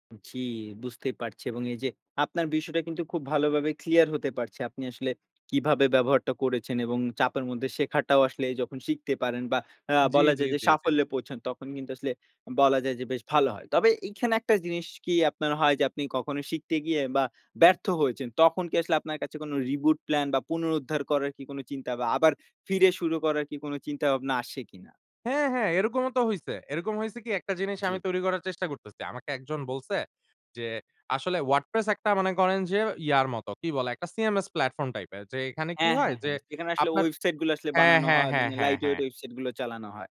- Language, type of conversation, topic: Bengali, podcast, ব্যস্ত জীবনে আপনি শেখার জন্য সময় কীভাবে বের করেন?
- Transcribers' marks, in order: tapping; in English: "রিবুট প্ল্যান"